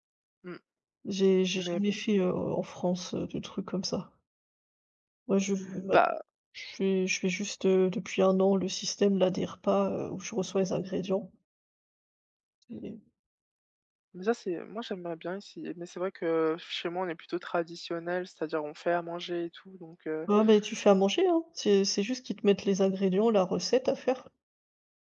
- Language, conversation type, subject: French, unstructured, Quelle est votre relation avec les achats en ligne et quel est leur impact sur vos habitudes ?
- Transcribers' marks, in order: none